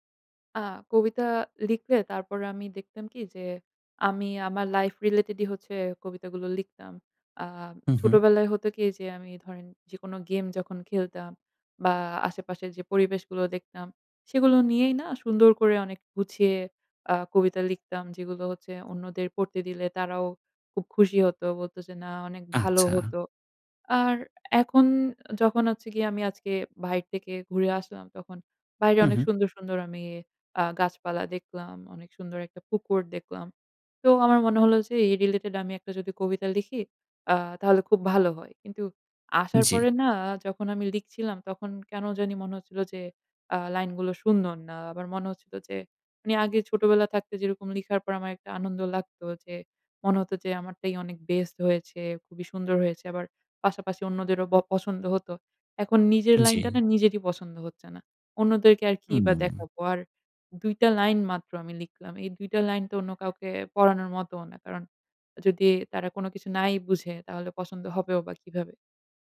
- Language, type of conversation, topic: Bengali, advice, আপনার আগ্রহ কীভাবে কমে গেছে এবং আগে যে কাজগুলো আনন্দ দিত, সেগুলো এখন কেন আর আনন্দ দেয় না?
- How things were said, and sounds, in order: in English: "রিলেটেড"; in English: "রিলেটেড"